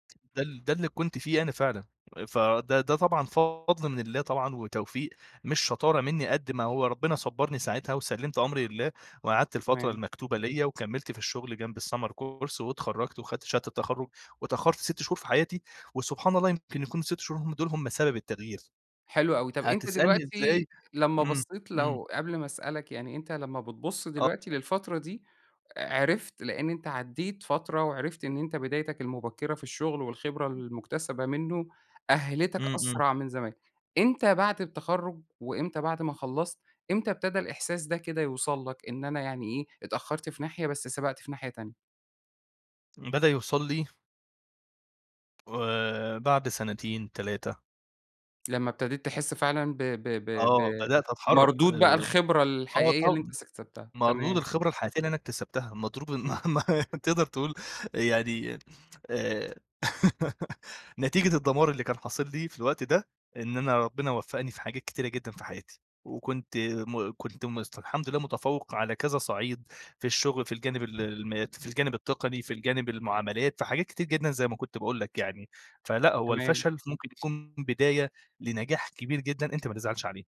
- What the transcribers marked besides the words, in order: tapping; in English: "الSummer course"; unintelligible speech; laughing while speaking: "ما ما"; laugh
- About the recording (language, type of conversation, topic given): Arabic, podcast, إزاي بتعرف إن الفشل ممكن يبقى فرصة مش نهاية؟